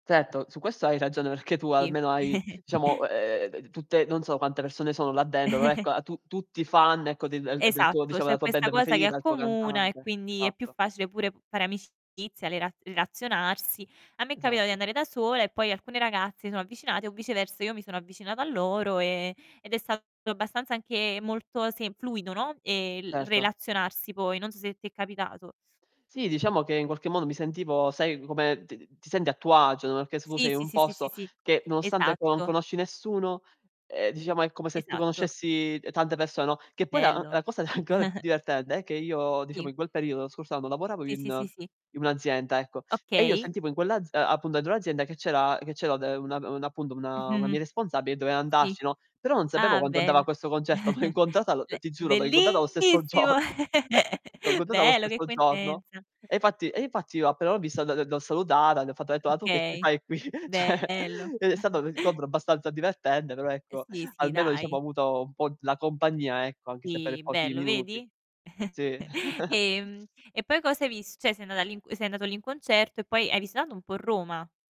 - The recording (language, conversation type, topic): Italian, unstructured, Qual è il viaggio più bello che hai fatto finora?
- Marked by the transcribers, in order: tapping; "diciamo" said as "ciamo"; chuckle; drawn out: "eh"; "dentro" said as "dendro"; chuckle; distorted speech; chuckle; "divertente" said as "divertende"; chuckle; joyful: "bellissimo!"; laugh; laughing while speaking: "L'ho"; laughing while speaking: "giorno"; chuckle; "Cioè" said as "ceh"; chuckle; "cioè" said as "ceh"; chuckle; static